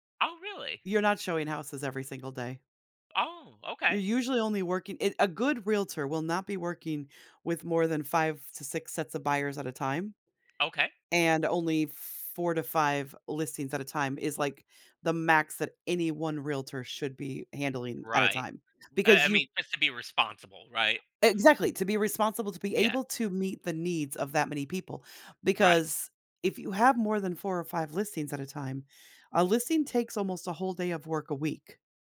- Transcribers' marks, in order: tapping
- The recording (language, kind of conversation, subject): English, unstructured, How do you keep yourself motivated to learn and succeed in school?